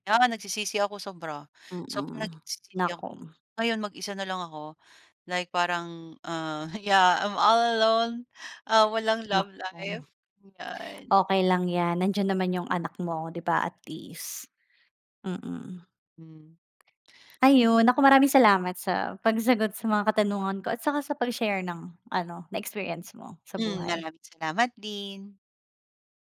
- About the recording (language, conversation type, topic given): Filipino, podcast, May tao bang biglang dumating sa buhay mo nang hindi mo inaasahan?
- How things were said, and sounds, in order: laughing while speaking: "yeah"; other background noise; in English: "I'm all alone"; wind; in English: "at least"; tapping; in English: "pag-share"; in English: "na-experience"